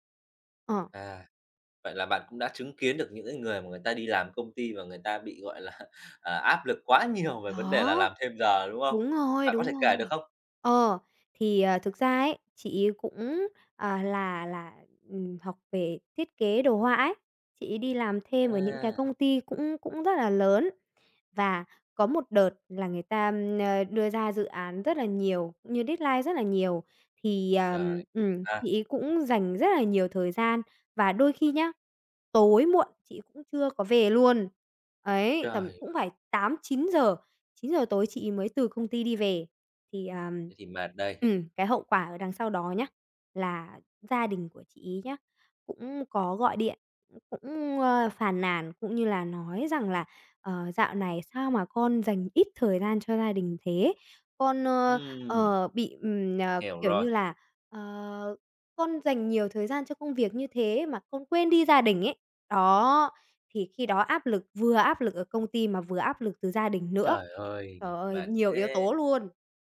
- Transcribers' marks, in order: laughing while speaking: "là"; tapping; in English: "deadline"; other background noise; other noise
- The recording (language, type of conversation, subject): Vietnamese, podcast, Văn hóa làm thêm giờ ảnh hưởng tới tinh thần nhân viên ra sao?